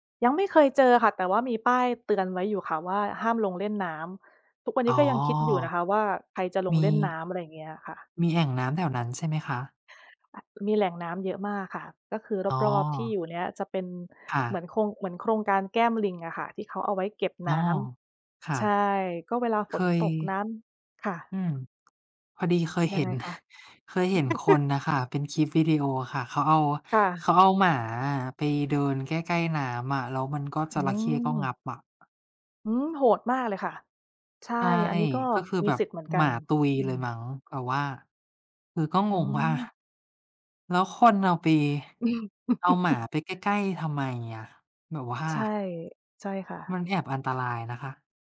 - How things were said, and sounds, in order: tapping; other background noise; laugh; chuckle
- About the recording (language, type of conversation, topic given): Thai, unstructured, คุณเริ่มต้นวันใหม่ด้วยกิจวัตรอะไรบ้าง?